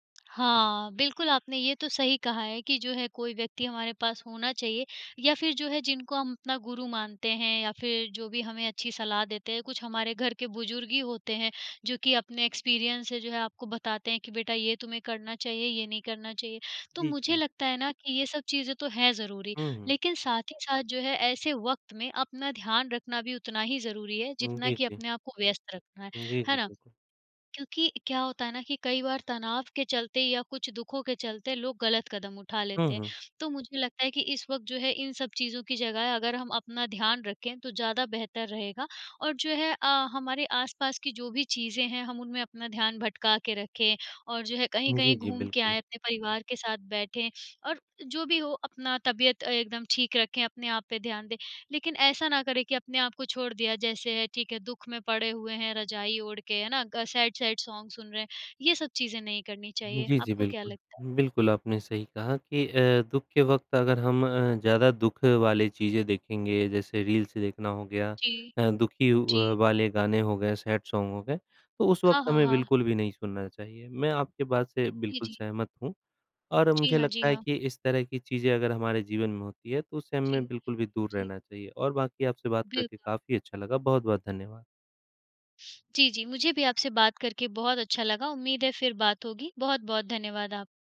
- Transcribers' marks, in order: in English: "एक्सपीरियंस"; in English: "सैड-सैड सॉन्ग"; in English: "सैड सॉन्ग"
- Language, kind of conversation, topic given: Hindi, unstructured, दुख के समय खुद को खुश रखने के आसान तरीके क्या हैं?